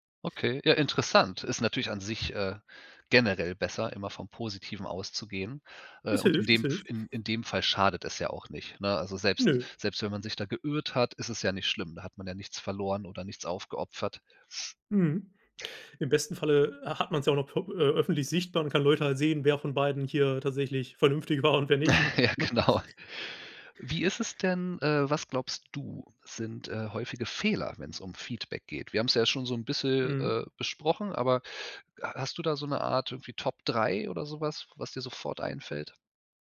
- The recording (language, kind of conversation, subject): German, podcast, Wie gibst du Feedback, das wirklich hilft?
- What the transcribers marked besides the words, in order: laughing while speaking: "vernünftig war"; giggle; laughing while speaking: "Ja, genau"; stressed: "Fehler"